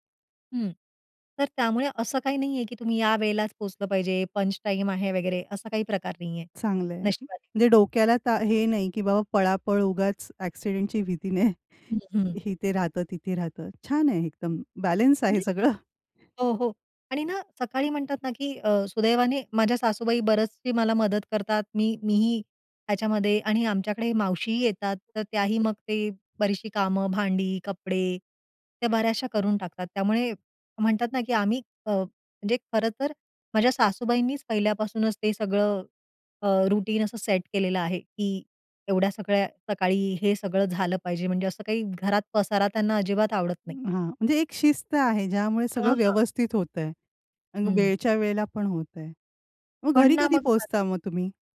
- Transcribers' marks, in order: in English: "पंच"; laughing while speaking: "नाही"; other noise; in English: "रुटीन"
- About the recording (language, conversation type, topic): Marathi, podcast, सकाळी तुमची दिनचर्या कशी असते?